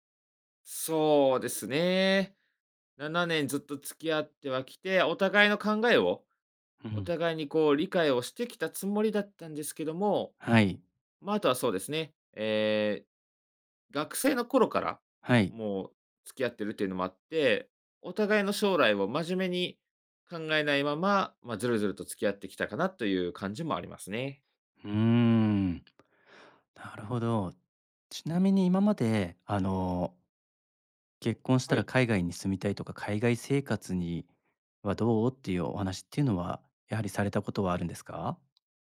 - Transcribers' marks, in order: none
- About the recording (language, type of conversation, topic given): Japanese, advice, 結婚や将来についての価値観が合わないと感じるのはなぜですか？